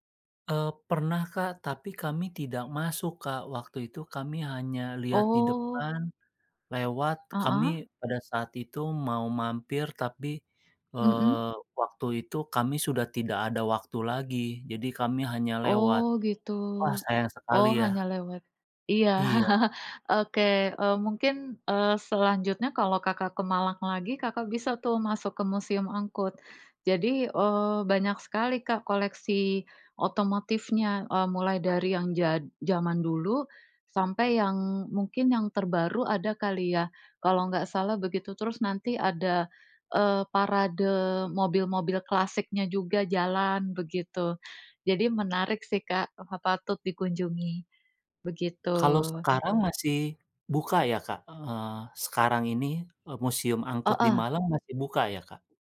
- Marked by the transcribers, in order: other background noise; chuckle; tapping
- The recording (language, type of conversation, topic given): Indonesian, unstructured, Apa destinasi liburan favoritmu, dan mengapa kamu menyukainya?